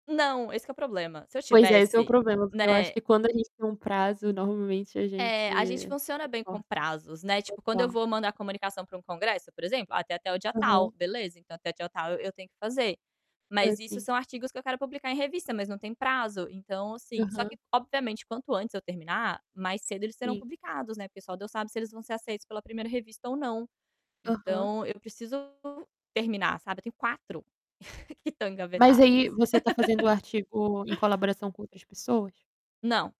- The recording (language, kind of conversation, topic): Portuguese, unstructured, Como você lida com a procrastinação no trabalho ou nos estudos?
- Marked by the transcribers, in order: distorted speech; chuckle; laugh